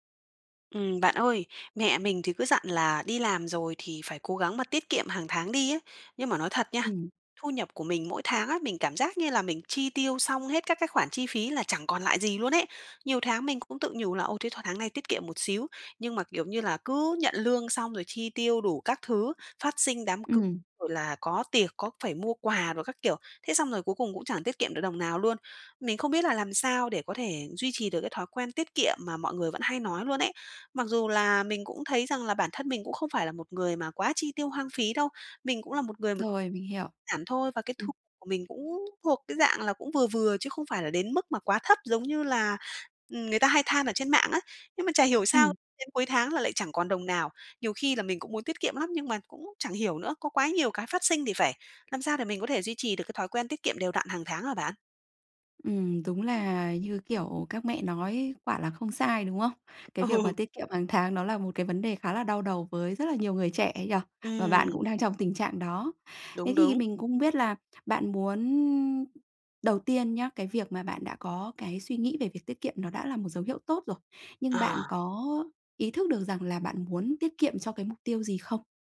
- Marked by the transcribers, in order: tapping; laughing while speaking: "Ừ"
- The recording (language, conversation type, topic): Vietnamese, advice, Làm sao để tiết kiệm đều đặn mỗi tháng?